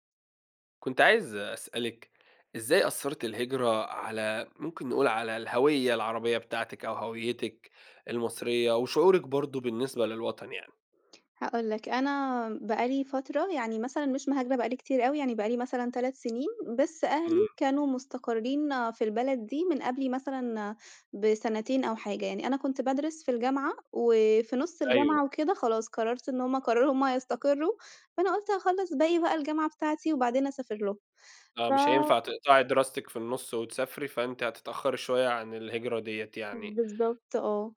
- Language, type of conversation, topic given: Arabic, podcast, إزاي الهجرة أثّرت على هويتك وإحساسك بالانتماء للوطن؟
- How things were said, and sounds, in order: tapping